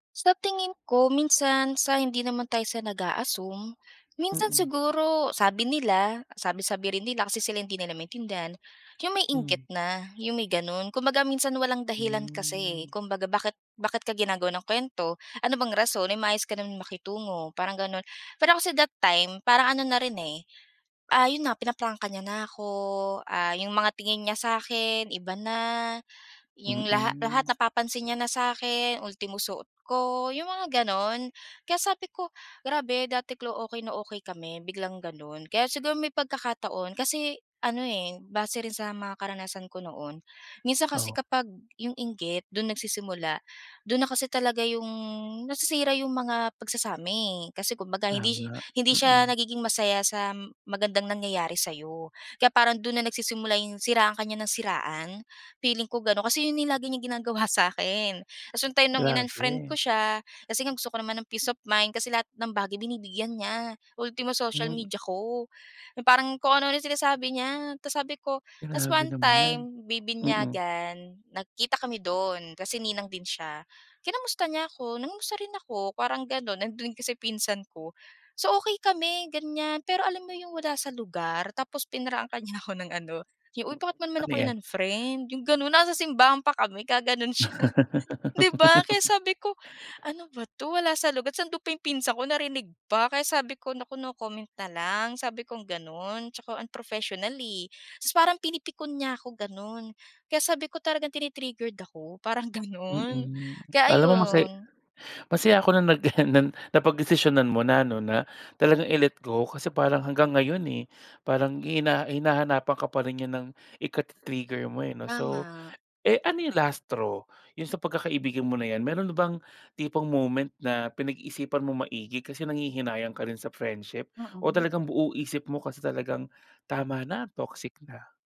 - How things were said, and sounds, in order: laughing while speaking: "siya"
- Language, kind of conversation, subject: Filipino, podcast, Paano mo hinaharap ang takot na mawalan ng kaibigan kapag tapat ka?